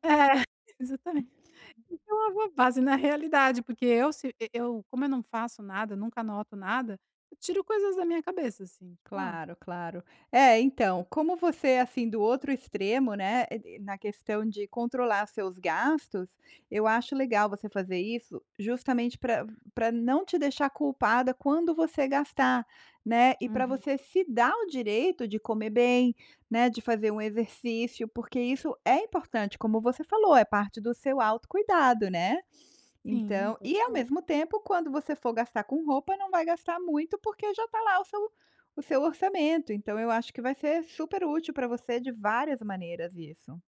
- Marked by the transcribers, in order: laughing while speaking: "É"; unintelligible speech
- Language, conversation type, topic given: Portuguese, advice, Como posso definir limites de gastos sustentáveis que eu consiga manter?